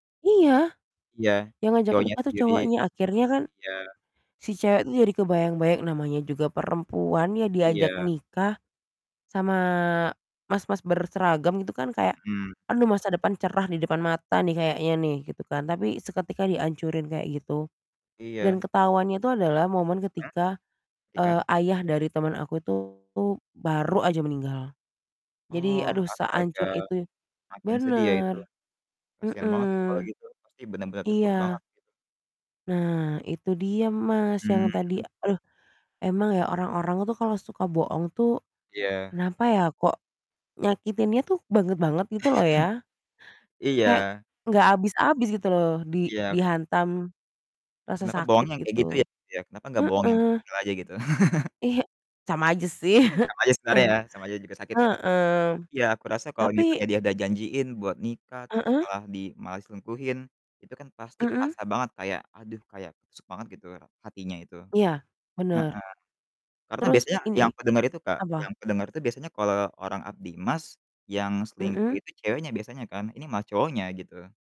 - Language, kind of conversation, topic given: Indonesian, unstructured, Apa pendapatmu tentang pasangan yang sering berbohong?
- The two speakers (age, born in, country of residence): 20-24, Indonesia, Indonesia; 25-29, Indonesia, Indonesia
- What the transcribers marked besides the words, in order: static; distorted speech; laugh; laugh; chuckle